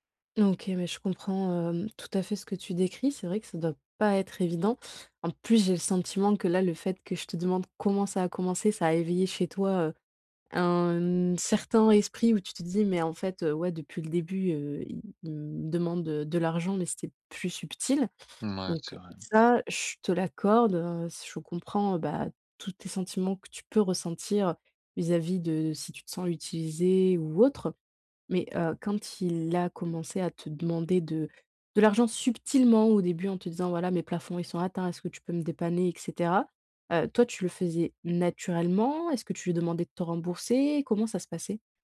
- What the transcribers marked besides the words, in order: drawn out: "un"; other background noise; stressed: "naturellement"
- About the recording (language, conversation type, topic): French, advice, Comment puis-je poser des limites personnelles saines avec un ami qui m'épuise souvent ?